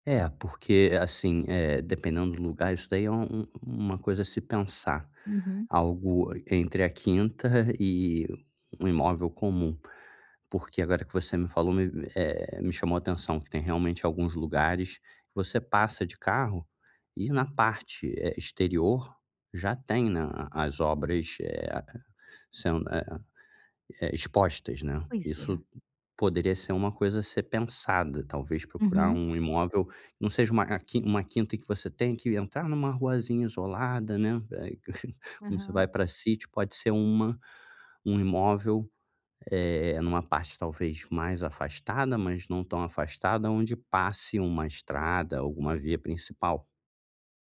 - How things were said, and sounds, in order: chuckle
- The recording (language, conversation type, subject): Portuguese, advice, Como posso criar uma proposta de valor clara e simples?